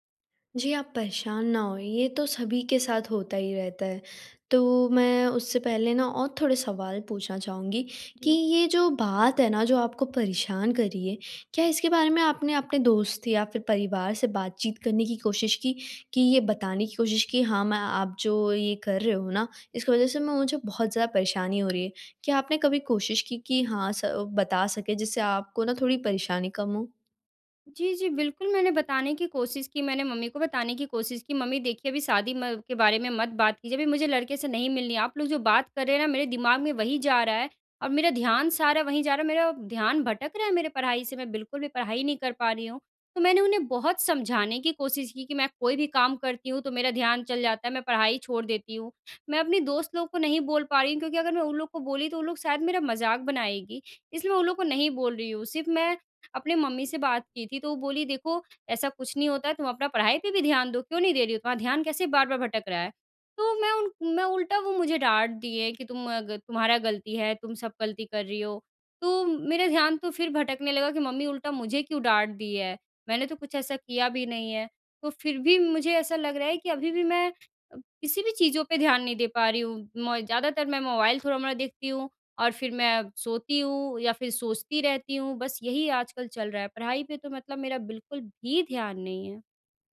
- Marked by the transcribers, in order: none
- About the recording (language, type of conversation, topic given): Hindi, advice, मेरा ध्यान दिनभर बार-बार भटकता है, मैं साधारण कामों पर ध्यान कैसे बनाए रखूँ?
- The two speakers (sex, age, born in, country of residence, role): female, 18-19, India, India, advisor; female, 20-24, India, India, user